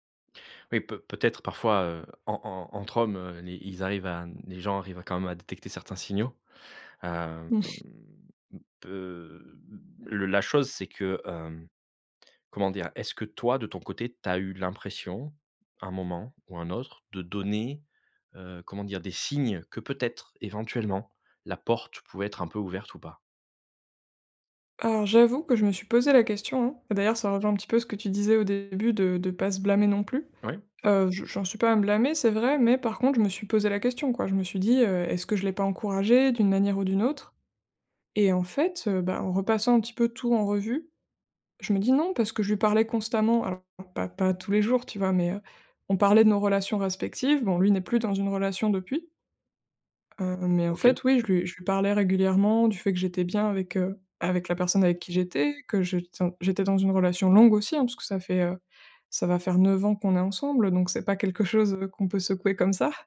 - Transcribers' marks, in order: chuckle; drawn out: "hem"; stressed: "signes"; laughing while speaking: "ça"
- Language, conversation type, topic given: French, advice, Comment gérer une amitié qui devient romantique pour l’une des deux personnes ?